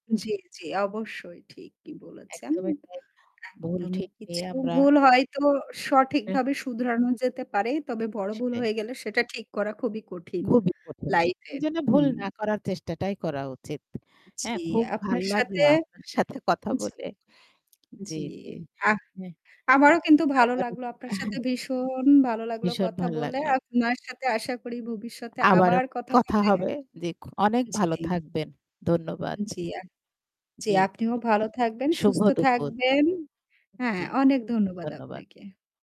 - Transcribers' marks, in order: static; distorted speech; "সাথে" said as "সাতে"; laughing while speaking: "সাথে কথা বলে"; tapping; unintelligible speech; drawn out: "ভীষণ"; other background noise
- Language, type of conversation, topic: Bengali, unstructured, আপনি সঠিক ও ভুলের মধ্যে কীভাবে পার্থক্য করেন?